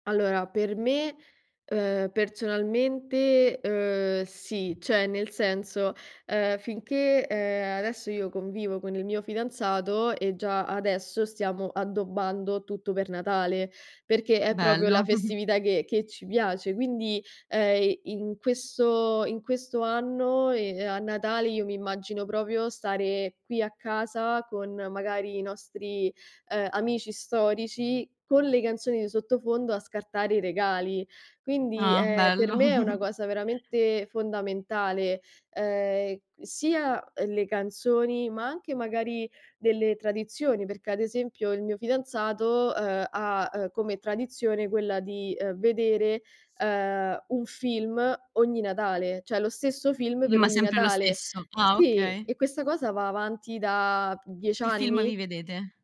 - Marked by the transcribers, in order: tapping; "proprio" said as "propio"; chuckle; other background noise; "proprio" said as "propio"; chuckle
- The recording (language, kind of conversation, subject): Italian, podcast, C’è una canzone che ascolti ogni Natale?